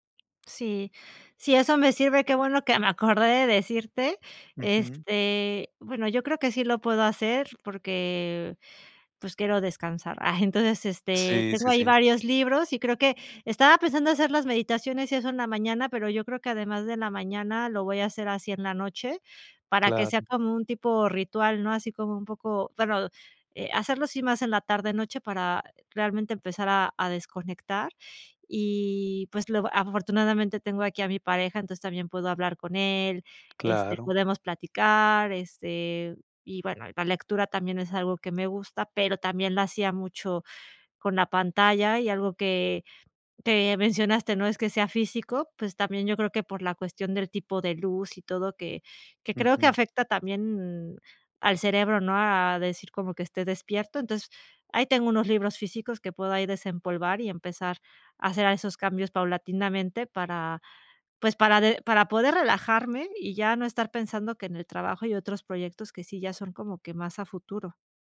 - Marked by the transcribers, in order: none
- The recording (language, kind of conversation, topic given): Spanish, advice, ¿Por qué me cuesta relajarme y desconectar?